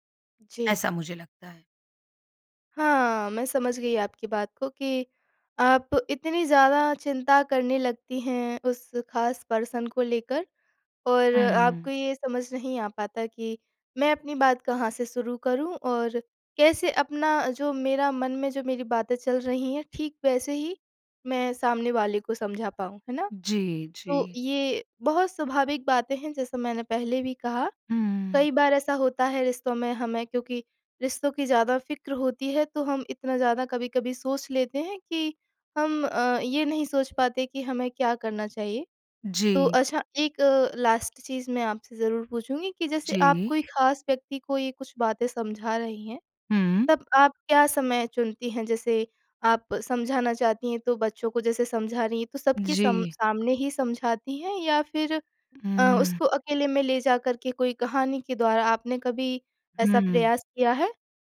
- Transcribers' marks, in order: in English: "पर्सन"; in English: "लास्ट"
- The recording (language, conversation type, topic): Hindi, advice, नाज़ुक बात कैसे कहूँ कि सामने वाले का दिल न दुखे?